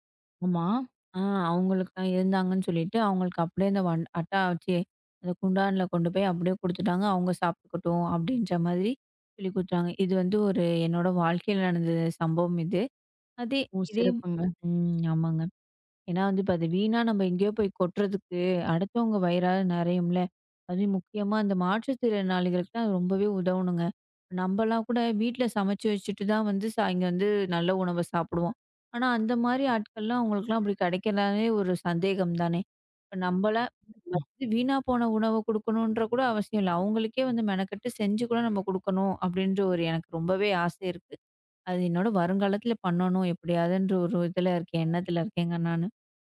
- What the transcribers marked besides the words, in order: in English: "ஃபர்ஸ்ட்"; other noise
- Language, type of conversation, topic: Tamil, podcast, உணவு வீணாவதைத் தவிர்க்க எளிய வழிகள் என்ன?